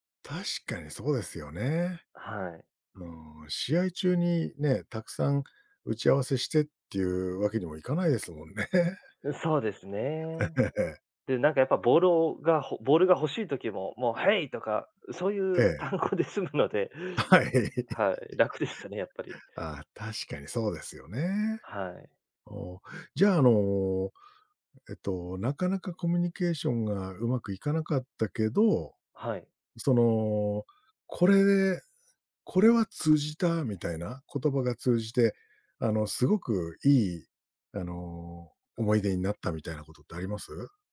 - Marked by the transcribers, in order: laughing while speaking: "え ええ"; tapping; in English: "ヘイ！"; laughing while speaking: "はい"; chuckle
- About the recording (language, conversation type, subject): Japanese, podcast, 言葉が通じない場所で、どのようにコミュニケーションを取りますか？